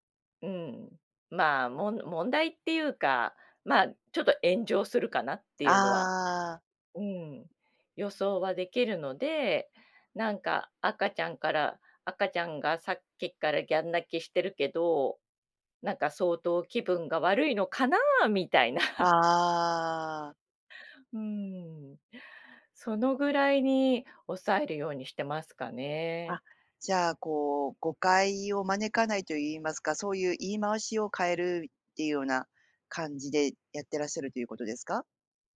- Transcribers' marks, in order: laughing while speaking: "みたいな"
- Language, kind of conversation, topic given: Japanese, podcast, SNSでの言葉づかいには普段どのくらい気をつけていますか？